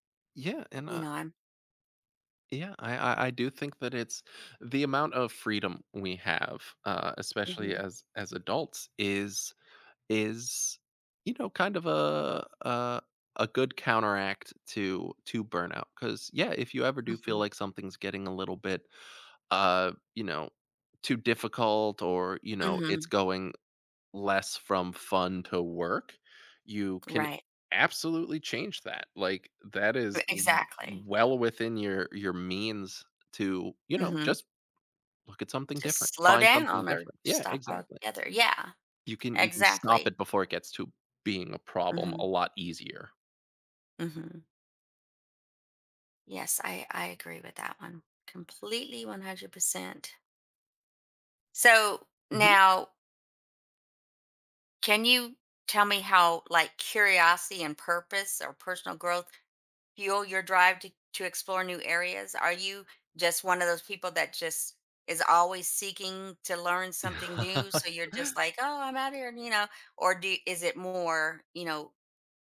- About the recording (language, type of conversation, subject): English, podcast, What helps you keep your passion for learning alive over time?
- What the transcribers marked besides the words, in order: other background noise; chuckle